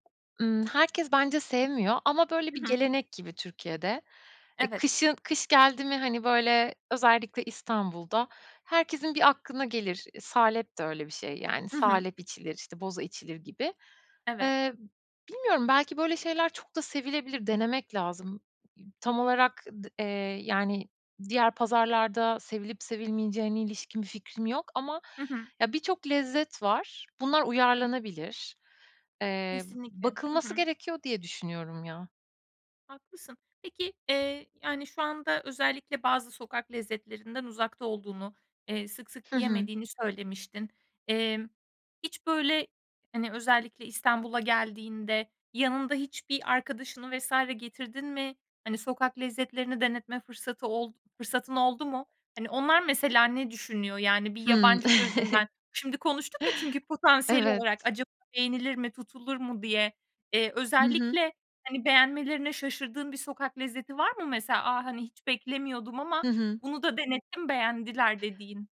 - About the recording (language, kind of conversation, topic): Turkish, podcast, Sokak lezzetleri senin için ne ifade ediyor?
- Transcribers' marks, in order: other background noise; chuckle